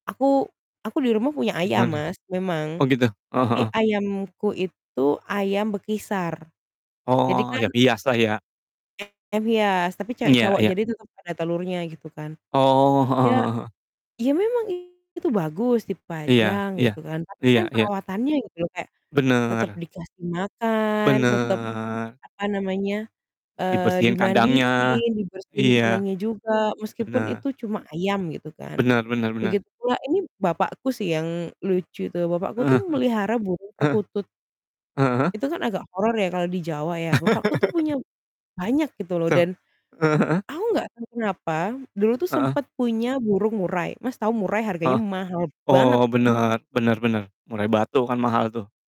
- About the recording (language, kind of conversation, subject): Indonesian, unstructured, Bagaimana perasaanmu terhadap orang yang meninggalkan hewan peliharaannya di jalan?
- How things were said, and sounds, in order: static; distorted speech; other background noise; drawn out: "Bener"; laugh; stressed: "banget"